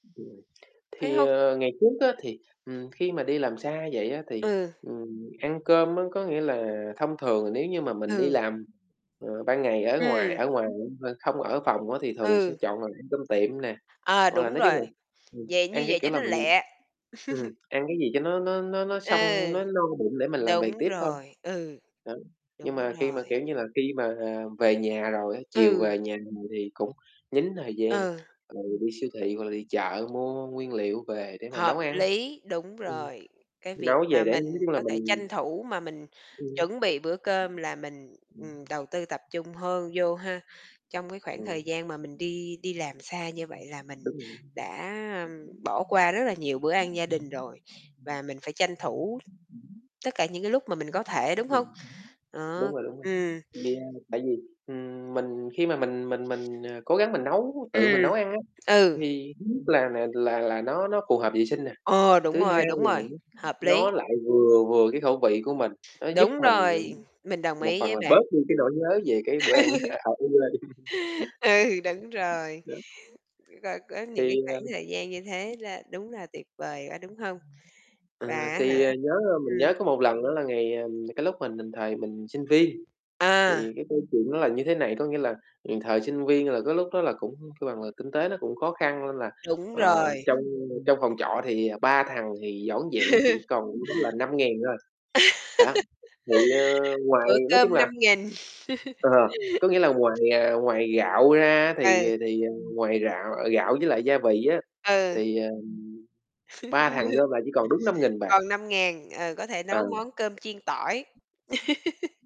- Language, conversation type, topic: Vietnamese, unstructured, Bạn có kỷ niệm nào gắn liền với bữa cơm gia đình không?
- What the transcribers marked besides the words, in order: distorted speech; unintelligible speech; laugh; static; other background noise; unintelligible speech; unintelligible speech; tapping; unintelligible speech; unintelligible speech; laugh; unintelligible speech; laugh; laugh; laugh; laugh; laugh; laugh